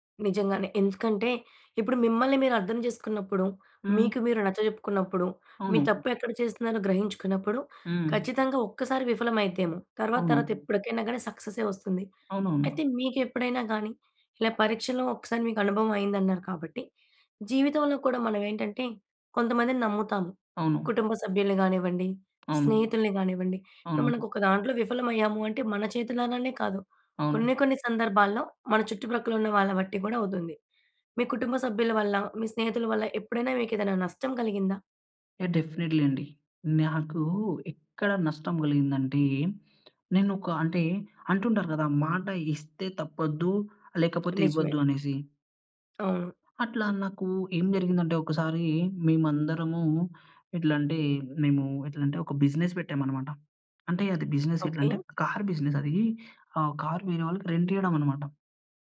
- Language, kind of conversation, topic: Telugu, podcast, పడి పోయిన తర్వాత మళ్లీ లేచి నిలబడేందుకు మీ రహసం ఏమిటి?
- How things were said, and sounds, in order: other background noise; tapping; in English: "డెఫినిట్‌లి"; other noise; in English: "బిజినెస్"; in English: "బిజినెస్"; in English: "కార్ బిజినెస్"; in English: "కార్"; in English: "రెంట్"